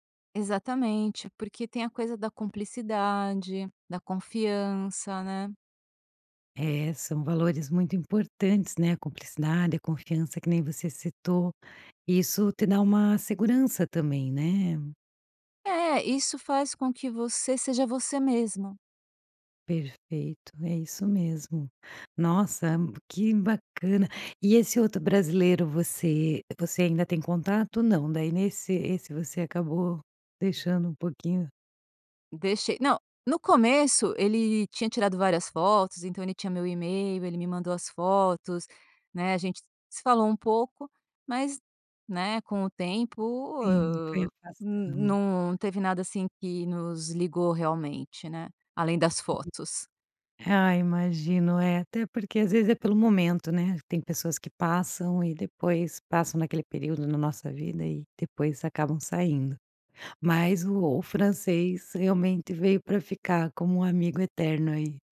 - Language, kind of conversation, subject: Portuguese, podcast, Já fez alguma amizade que durou além da viagem?
- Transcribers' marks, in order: tapping